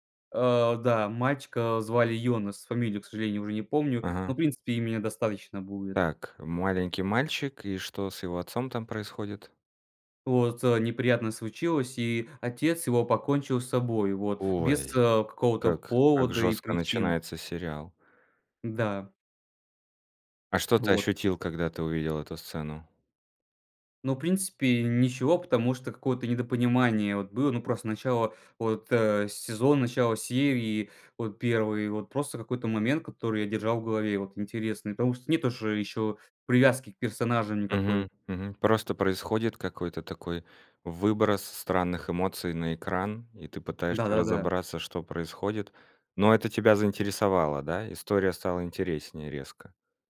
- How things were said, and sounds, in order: none
- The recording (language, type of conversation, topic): Russian, podcast, Какой сериал стал для тебя небольшим убежищем?